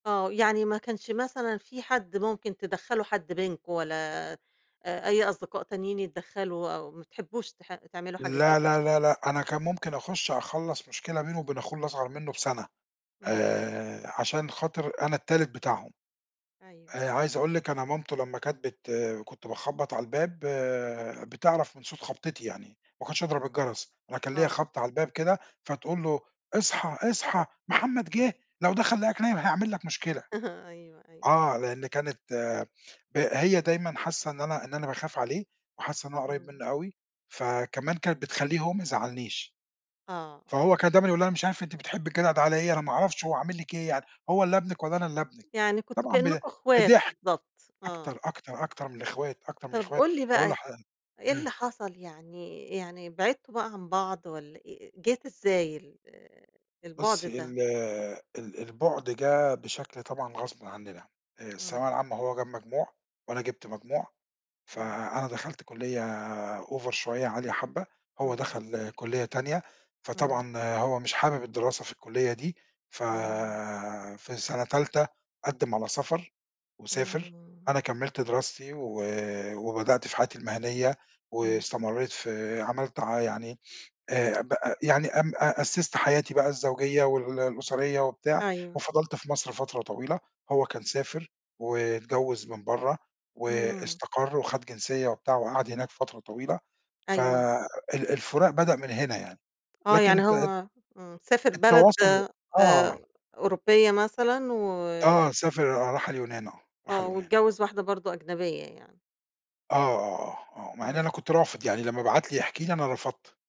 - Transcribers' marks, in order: put-on voice: "اصحى، اصحى محمد جِه، لو دخل لقاك نايم هيعمل لك مشكلة"; chuckle; tapping; in English: "over"
- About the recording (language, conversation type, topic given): Arabic, podcast, إحكي لنا عن تجربة أثّرت على صداقاتك؟